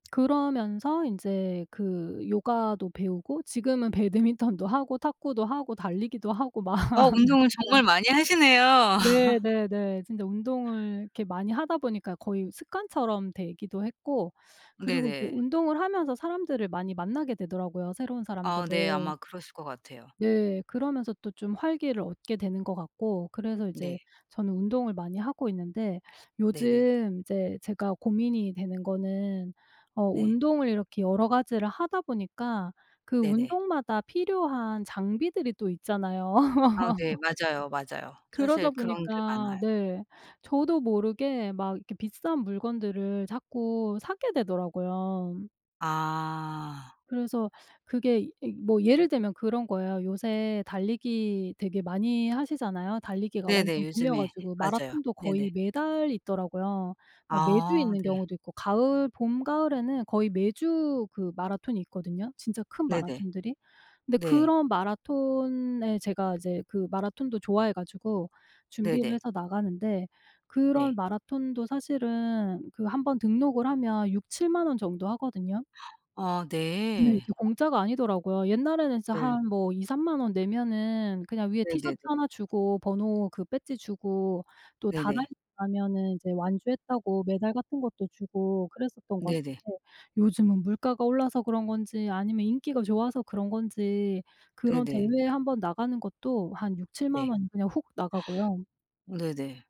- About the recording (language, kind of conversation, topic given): Korean, advice, 값비싼 소비를 한 뒤 죄책감과 후회가 반복되는 이유는 무엇인가요?
- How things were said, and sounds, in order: other background noise; laughing while speaking: "막 진짜"; laughing while speaking: "하시네요"; laugh; tapping; laugh